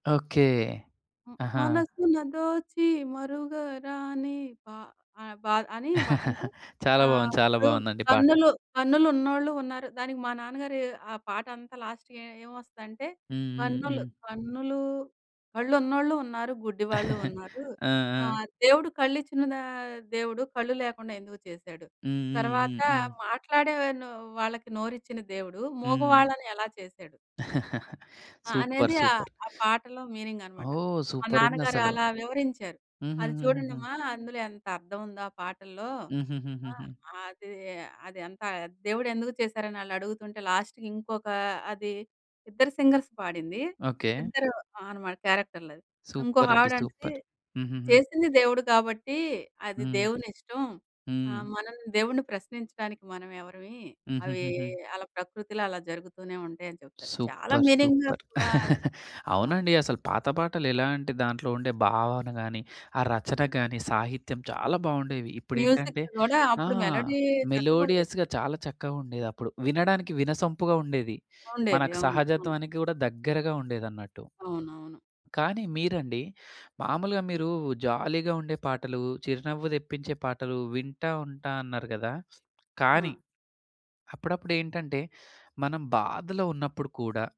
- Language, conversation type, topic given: Telugu, podcast, మీ పాటల ఎంపికలో సినిమా పాటలే ఎందుకు ఎక్కువగా ఉంటాయి?
- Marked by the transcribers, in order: singing: "మనసున దోచి మరుగరాని"; chuckle; in English: "లాస్ట్‌కి"; giggle; chuckle; in English: "సూపర్. సూపర్"; tapping; in English: "లాస్ట్‌కి"; in English: "సింగర్స్"; in English: "సూపర్"; in English: "సూపర్. సూపర్"; stressed: "చాలా"; chuckle; in English: "మ్యూజిక్"; in English: "మెలోడియస్‌గా"; in English: "మెలోడీ"; in English: "జాలీగా"